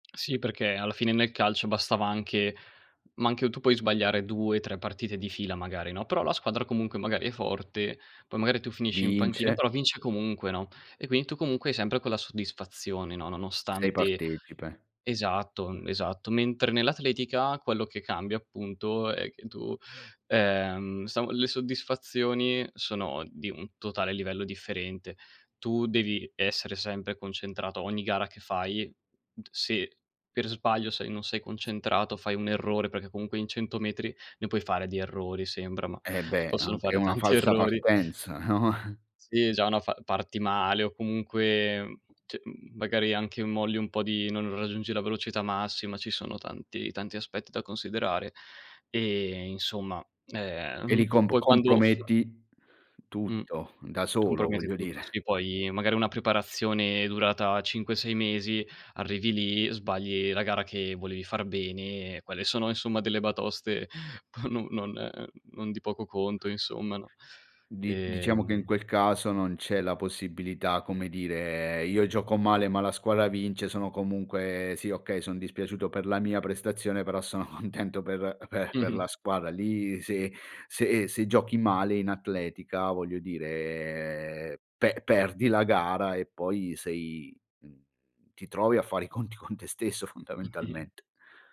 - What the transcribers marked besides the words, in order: tapping; "quindi" said as "quini"; other background noise; laughing while speaking: "no, eh"; laughing while speaking: "sono"; drawn out: "dire"; laughing while speaking: "Okay"
- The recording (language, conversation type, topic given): Italian, podcast, Quando ti è capitato che un errore si trasformasse in un’opportunità?